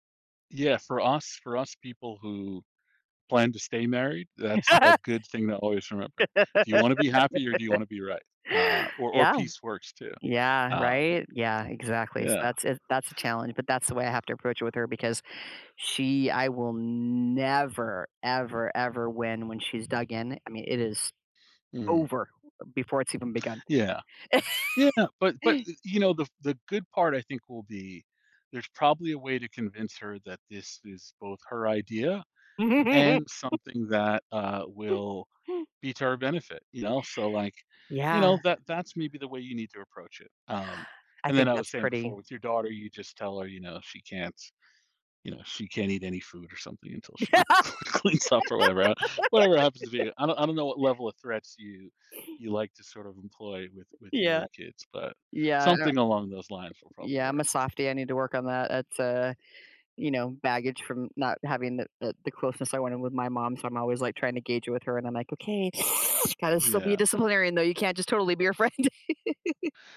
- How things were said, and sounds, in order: laugh; tapping; stressed: "never"; chuckle; laugh; laughing while speaking: "cl cleans up"; laugh; teeth sucking; chuckle
- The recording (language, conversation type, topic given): English, advice, How can I stop feeling grossed out by my messy living space and start keeping it tidy?